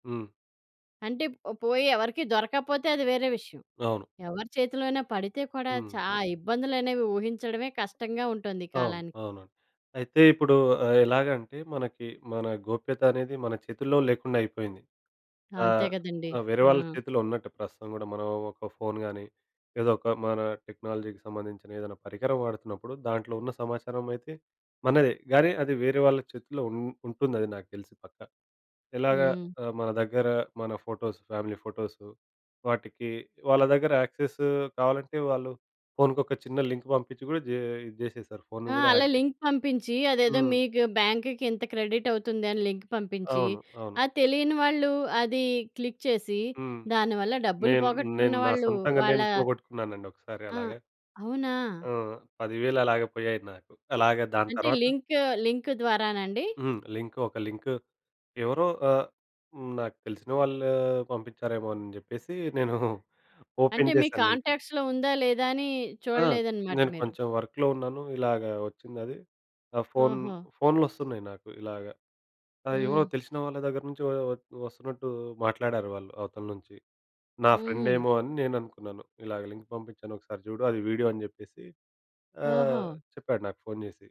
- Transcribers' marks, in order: in English: "టెక్నాలజీకి"; in English: "ఫోటోస్ ఫ్యామిలీ"; in English: "లింక్"; in English: "లింక్"; in English: "హ్యాక్"; in English: "క్రెడిట్"; in English: "లింక్"; in English: "క్లిక్"; in English: "లింక్"; laughing while speaking: "నేను"; in English: "ఓపెన్"; in English: "లింక్‌ని"; in English: "కాంటాక్ట్స్‌లో"; in English: "వర్క్‌లో"; in English: "లింక్"
- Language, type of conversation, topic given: Telugu, podcast, టెక్నాలజీ లేకపోయినప్పుడు మీరు దారి ఎలా కనుగొన్నారు?